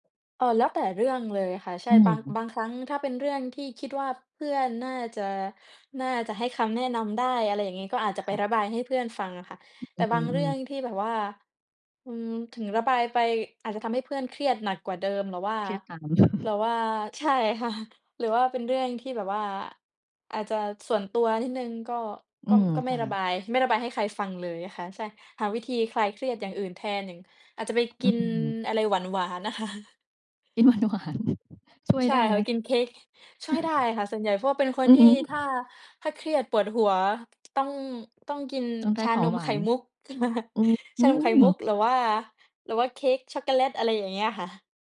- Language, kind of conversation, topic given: Thai, unstructured, เวลารู้สึกเครียด คุณมักทำอะไรเพื่อผ่อนคลาย?
- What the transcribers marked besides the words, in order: chuckle; laughing while speaking: "ค่ะ"; laughing while speaking: "น่ะค่ะ"; laughing while speaking: "หวาน ๆ"; chuckle; laughing while speaking: "อือฮึ"; chuckle